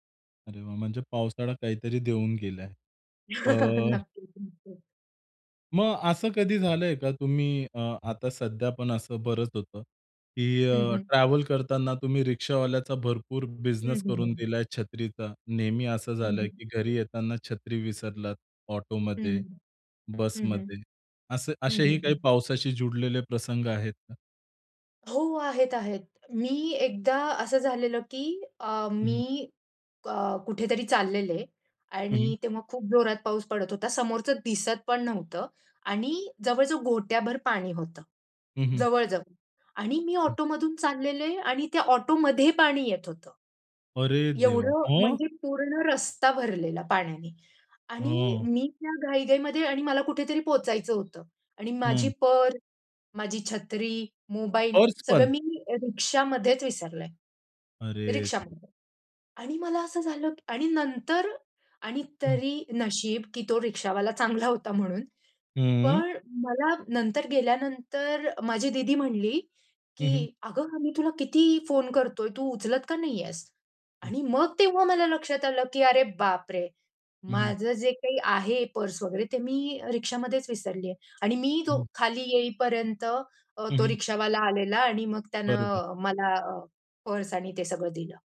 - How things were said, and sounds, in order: laugh; laughing while speaking: "नक्कीच-नक्कीच"; in English: "ट्रॅव्हल"; in English: "बिझनेस"; in English: "ऑटोमध्ये"; in English: "ऑटो"; in English: "ऑटोमध्ये"; surprised: "रे देवा! मग?"; in English: "पर्स"; in English: "पर्सपण?"; laughing while speaking: "चांगला होता म्हणून"; surprised: "अरे बापरे!"; in English: "पर्स"; in English: "पर्स"
- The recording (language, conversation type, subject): Marathi, podcast, पावसाळ्यात बाहेर जाण्याचा तुमचा अनुभव कसा असतो?